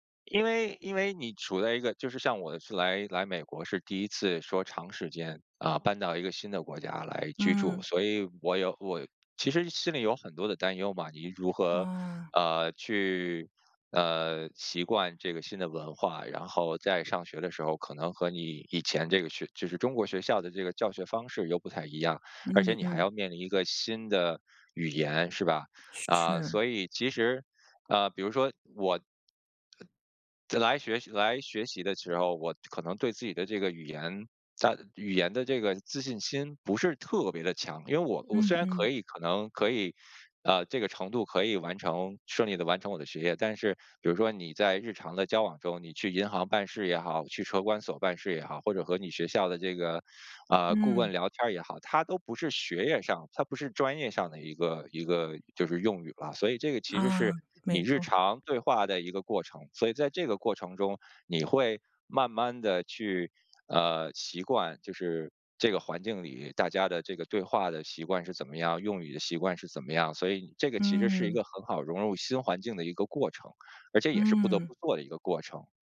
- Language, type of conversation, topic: Chinese, podcast, 如何建立新的朋友圈？
- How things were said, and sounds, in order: other background noise; teeth sucking; teeth sucking